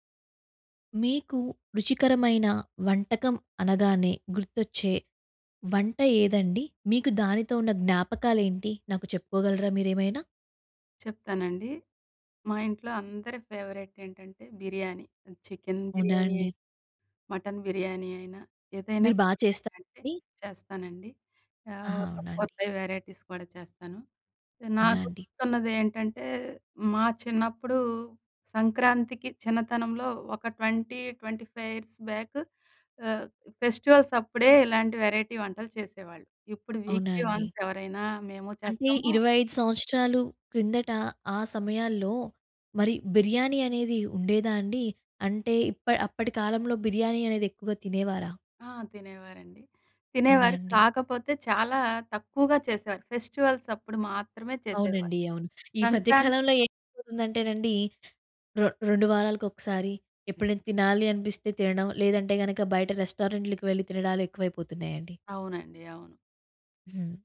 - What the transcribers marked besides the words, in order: in English: "ఫేవరెట్"; in English: "ఫోర్ ఫైవ్ వెరైటీస్"; in English: "ట్వంటీ ట్వంటీ ఫైవ్ ఇయర్స్"; in English: "వెరైటీ"; in English: "వీక్లీ వన్స్"
- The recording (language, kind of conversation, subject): Telugu, podcast, రుచికరమైన స్మృతులు ఏ వంటకంతో ముడిపడ్డాయి?